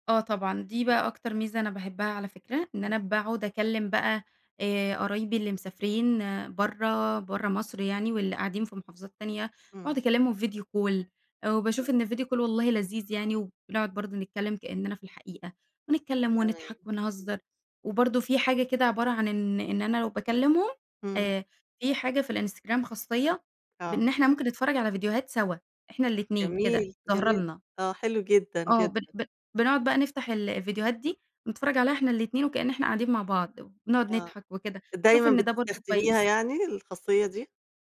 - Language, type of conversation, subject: Arabic, podcast, إزاي السوشيال ميديا بتأثر على علاقات العيلة؟
- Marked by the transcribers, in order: in English: "video call"; unintelligible speech; in English: "video call"; other background noise